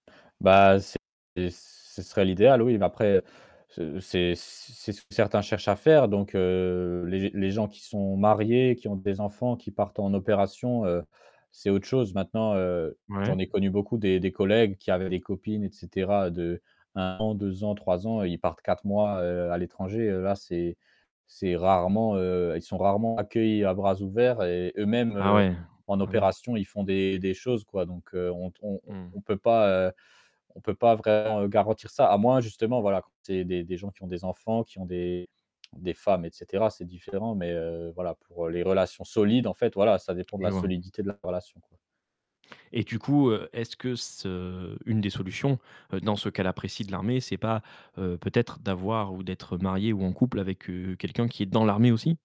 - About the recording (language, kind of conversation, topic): French, podcast, Comment trouves-tu l’équilibre entre l’ambition et la vie personnelle ?
- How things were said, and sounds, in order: static; distorted speech; tapping; stressed: "solides"; other background noise